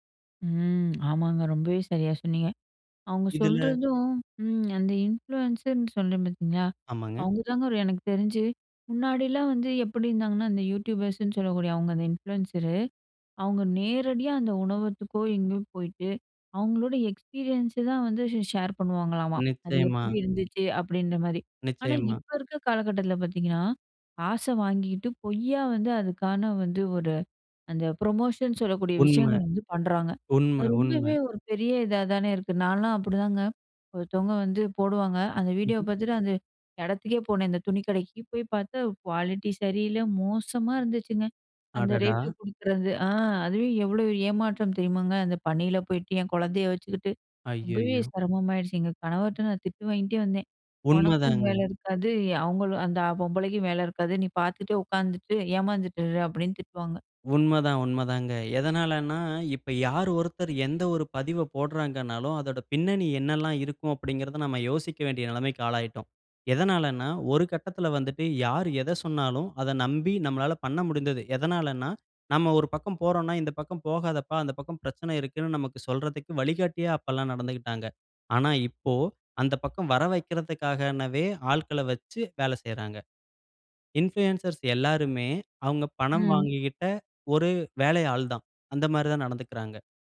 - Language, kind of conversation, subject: Tamil, podcast, சமூக ஊடகங்களில் வரும் தகவல் உண்மையா பொய்யா என்பதை நீங்கள் எப்படிச் சரிபார்ப்பீர்கள்?
- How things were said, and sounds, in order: lip smack; other background noise; in English: "இன்ஃப்ளூயன்ஸர்ன்னு"; in English: "யூடியூபர்ஸ்ன்னு"; in English: "இன்ஃப்ளுயன்சரு"; in English: "எக்ஸ்பீரியன்ஸ்ஸ"; in English: "ஷேர்"; in English: "ப்ரமோஷன்"; in English: "குவாலிட்டி"; "வெக்றதுக்காகவே" said as "வெக்றதுக்காணவே"; in English: "இன்ஃப்ளூயன்சர்ஸ்"